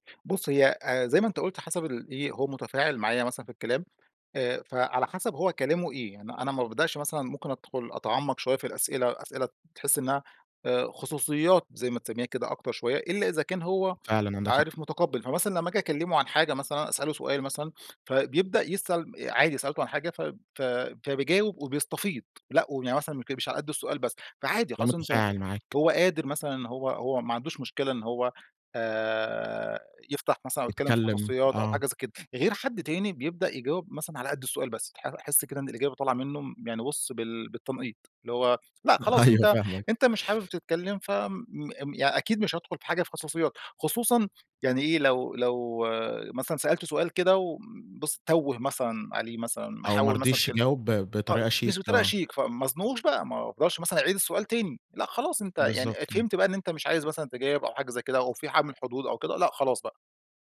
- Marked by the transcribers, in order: tapping; unintelligible speech; laughing while speaking: "أيوه فاهمك"
- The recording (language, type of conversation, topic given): Arabic, podcast, إيه الأسئلة اللي ممكن تسألها عشان تعمل تواصل حقيقي؟